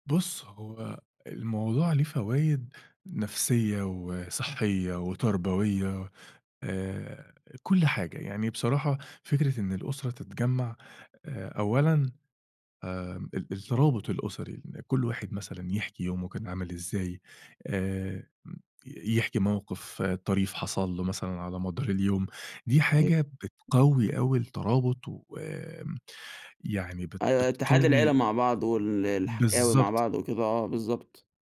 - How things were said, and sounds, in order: tapping
- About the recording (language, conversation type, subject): Arabic, podcast, إيه رأيك في قواعد استخدام الموبايل على السفرة وفي العزايم؟
- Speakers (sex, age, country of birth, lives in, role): male, 20-24, United Arab Emirates, Egypt, host; male, 30-34, Egypt, Egypt, guest